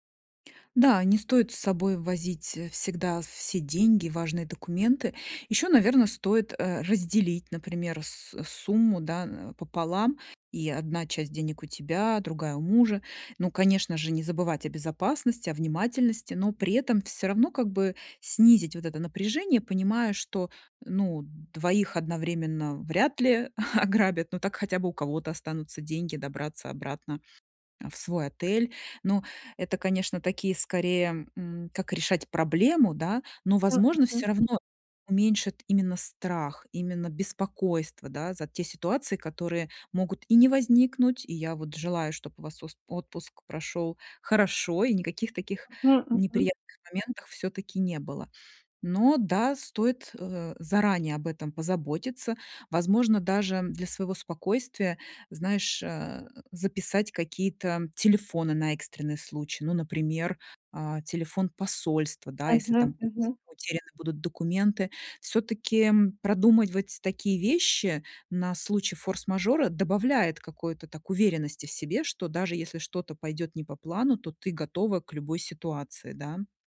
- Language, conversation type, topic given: Russian, advice, Как оставаться в безопасности в незнакомой стране с другой культурой?
- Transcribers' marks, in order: laughing while speaking: "ограбят"